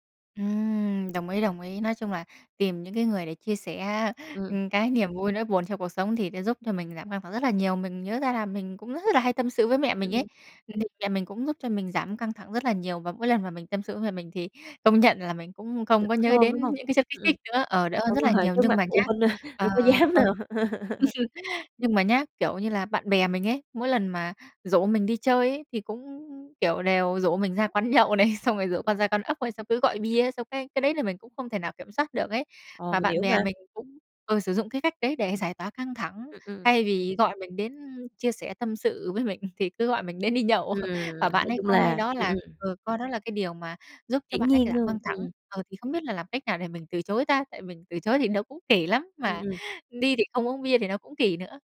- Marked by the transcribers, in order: other background noise; tapping; unintelligible speech; laughing while speaking: "rồi"; laughing while speaking: "a"; laughing while speaking: "dám đâu"; giggle; chuckle; "rủ" said as "dủ"; laughing while speaking: "này"; laughing while speaking: "mình"; chuckle
- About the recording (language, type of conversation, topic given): Vietnamese, advice, Tôi có đang tái dùng rượu hoặc chất kích thích khi căng thẳng không, và tôi nên làm gì để kiểm soát điều này?